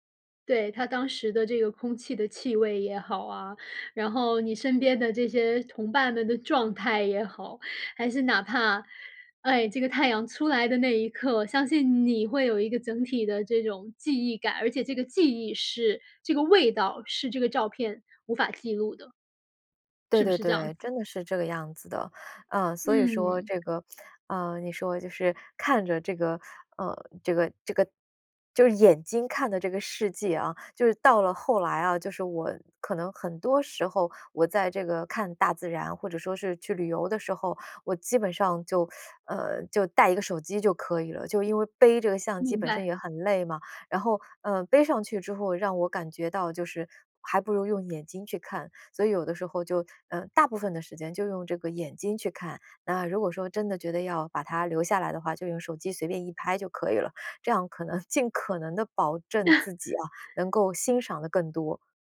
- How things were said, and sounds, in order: other noise; other background noise; teeth sucking; chuckle
- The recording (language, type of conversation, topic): Chinese, podcast, 你会如何形容站在山顶看日出时的感受？